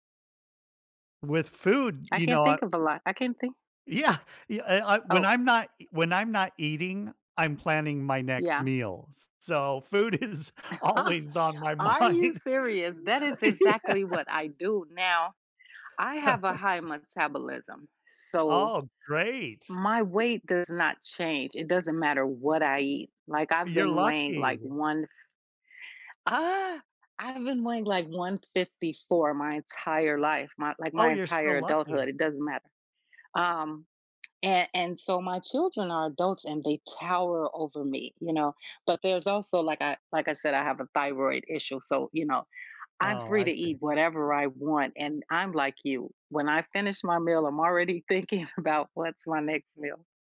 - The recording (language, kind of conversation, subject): English, unstructured, Why is it important to recognize and celebrate small successes in everyday life?
- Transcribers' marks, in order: laugh; laughing while speaking: "food is"; laughing while speaking: "mind. Yeah"; laugh; tapping; chuckle